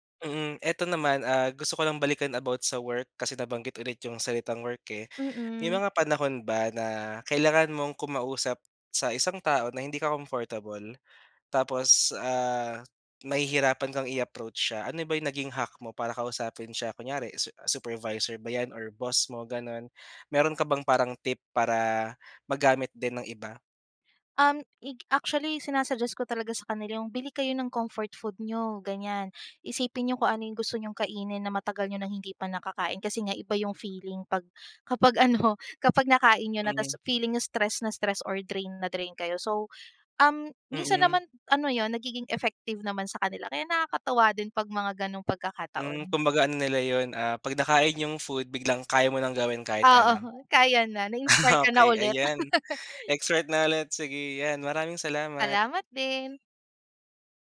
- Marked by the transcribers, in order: tapping; other background noise; dog barking; laughing while speaking: "Okey"; laugh; other noise
- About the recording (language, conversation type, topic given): Filipino, podcast, Ano ang simpleng ginagawa mo para hindi maramdaman ang pag-iisa?